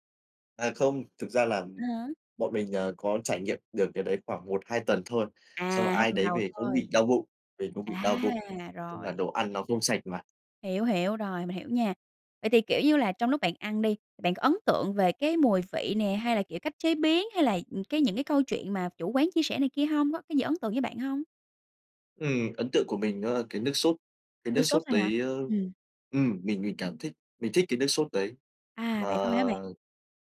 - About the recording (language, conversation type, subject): Vietnamese, podcast, Bạn có thể kể về một món ăn đường phố mà bạn không thể quên không?
- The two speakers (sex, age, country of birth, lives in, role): female, 30-34, Vietnam, Vietnam, host; male, 25-29, Vietnam, Vietnam, guest
- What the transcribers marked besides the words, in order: tapping; other background noise